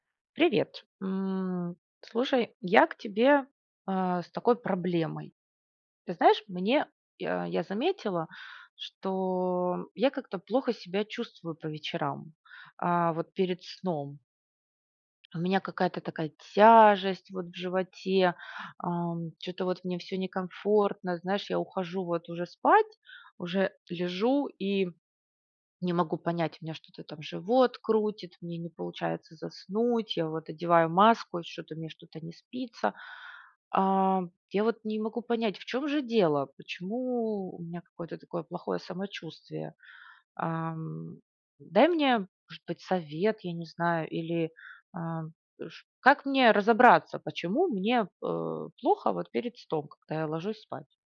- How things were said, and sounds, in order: tapping
- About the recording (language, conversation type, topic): Russian, advice, Как вечерние перекусы мешают сну и самочувствию?